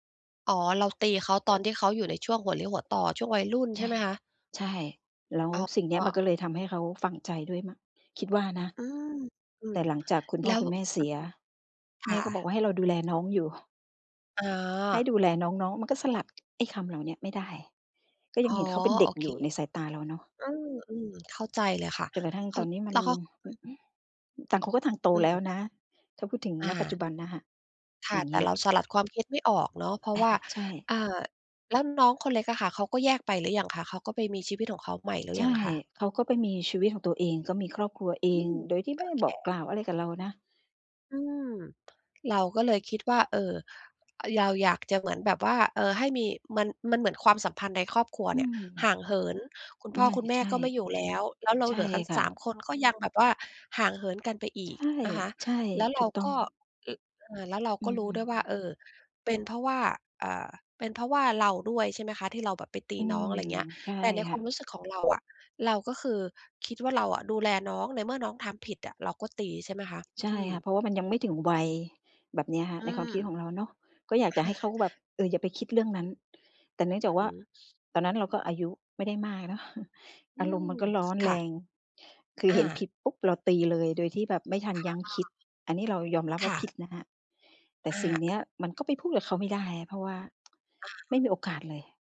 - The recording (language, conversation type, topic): Thai, advice, ฉันจะเริ่มเปลี่ยนกรอบความคิดที่จำกัดตัวเองได้อย่างไร?
- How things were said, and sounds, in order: other background noise; tapping; chuckle